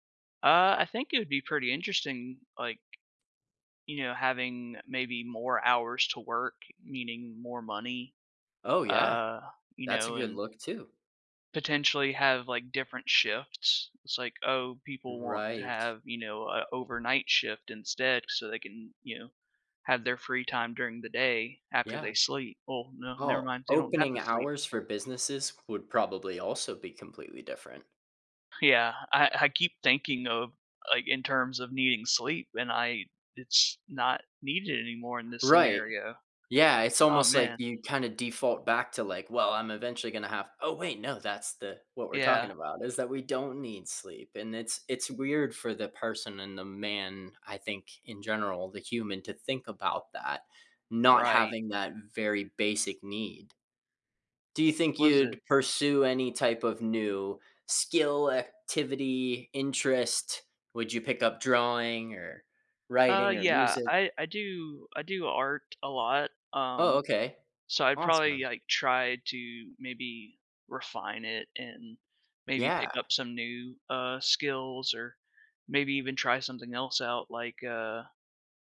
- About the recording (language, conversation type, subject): English, unstructured, How would you prioritize your day without needing to sleep?
- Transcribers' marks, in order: other background noise